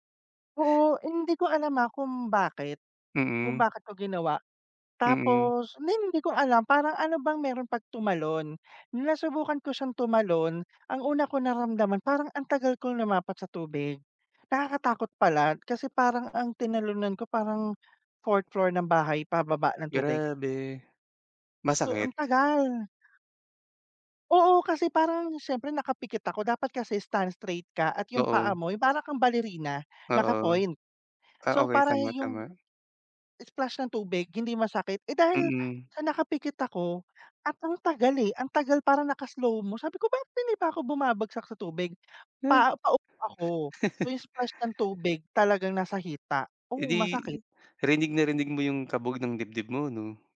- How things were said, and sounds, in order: chuckle; tapping
- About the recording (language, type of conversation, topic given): Filipino, unstructured, Ano ang paborito mong libangan tuwing bakasyon?